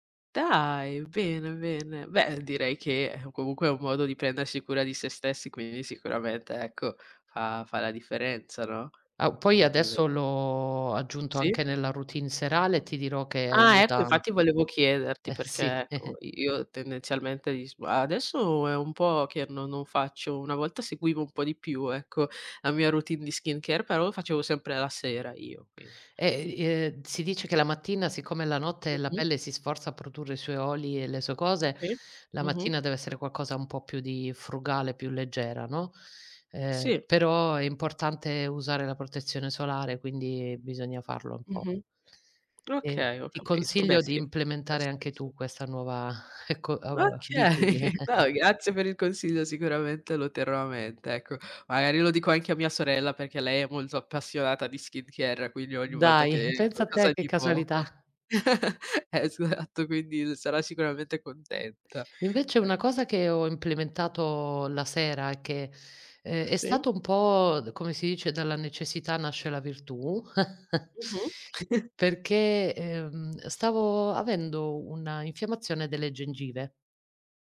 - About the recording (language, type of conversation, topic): Italian, unstructured, Qual è la tua routine mattutina e come ti fa sentire?
- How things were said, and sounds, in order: tapping; unintelligible speech; giggle; unintelligible speech; exhale; laughing while speaking: "Okay"; giggle; chuckle; laughing while speaking: "Esatto"; scoff; chuckle